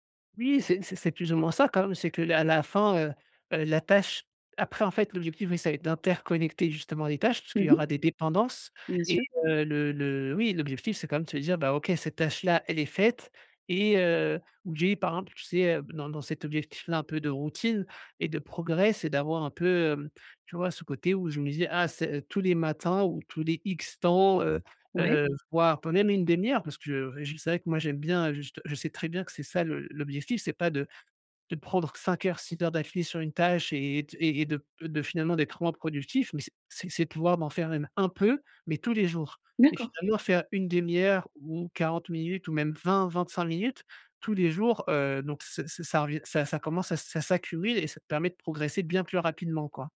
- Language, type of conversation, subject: French, advice, Comment puis-je suivre facilement mes routines et voir mes progrès personnels ?
- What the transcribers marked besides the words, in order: none